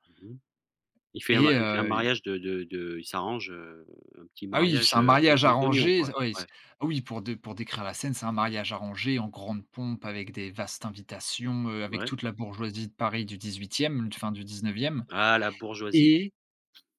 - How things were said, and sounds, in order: stressed: "et"; other background noise
- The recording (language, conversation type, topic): French, podcast, Quel livre d’enfance t’a marqué pour toujours ?
- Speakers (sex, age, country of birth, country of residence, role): male, 20-24, France, France, guest; male, 40-44, France, France, host